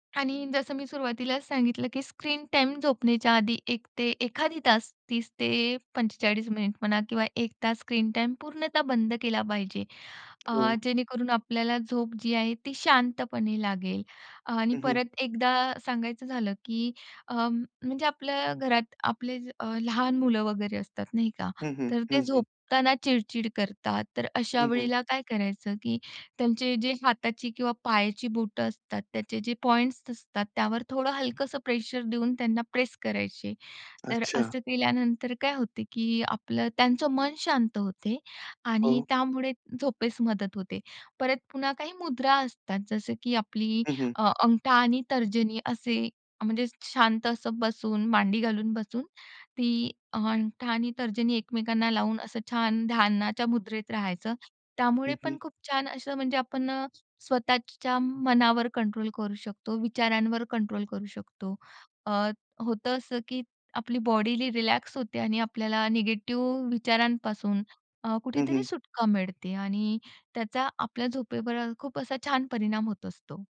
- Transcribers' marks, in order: other background noise; in English: "पॉइंट्स"; in English: "निगेटिव्ह"
- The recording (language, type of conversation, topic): Marathi, podcast, चांगली झोप कशी मिळवायची?